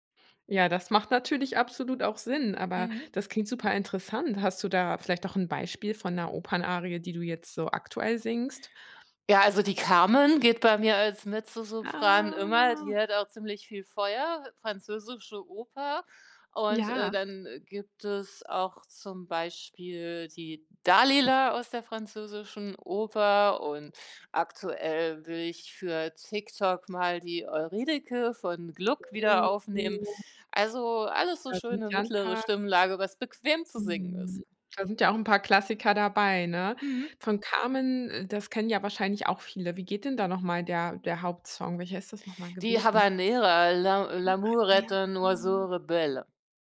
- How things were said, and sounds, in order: put-on voice: "Ah"; other background noise; drawn out: "Oh"; in French: "L'a l'amour est un oiseau rebelle"
- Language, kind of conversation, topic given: German, podcast, Wie entwickelst du eine eigene kreative Stimme?